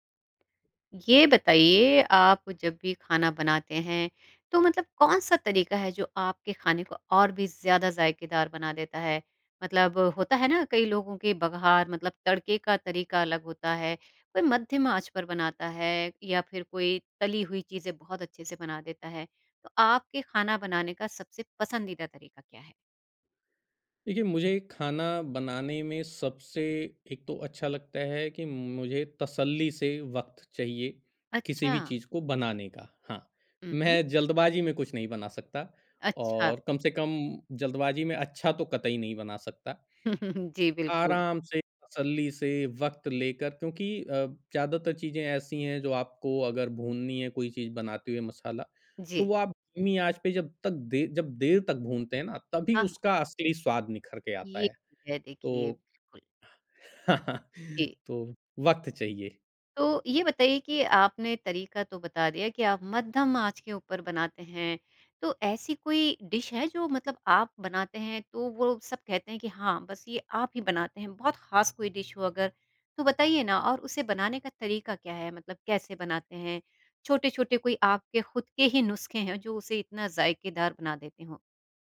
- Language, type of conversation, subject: Hindi, podcast, खाना बनाते समय आपके पसंदीदा तरीके क्या हैं?
- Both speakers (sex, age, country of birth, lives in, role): female, 50-54, India, India, host; male, 40-44, India, Germany, guest
- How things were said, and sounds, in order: tapping; laughing while speaking: "मैं"; chuckle; chuckle; in English: "डिश"; fan; in English: "डिश"